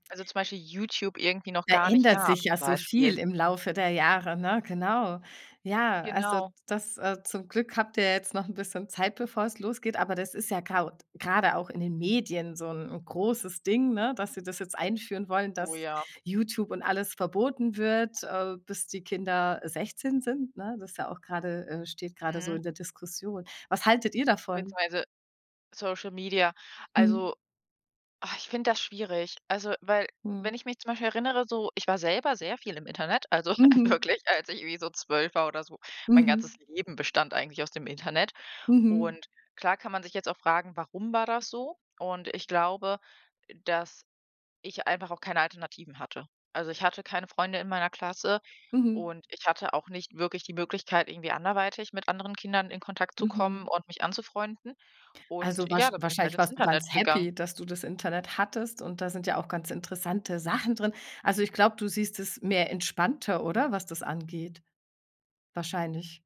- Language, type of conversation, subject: German, podcast, Wie sprichst du mit Kindern über Bildschirmzeit?
- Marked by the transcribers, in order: chuckle; laughing while speaking: "wirklich"; in English: "happy"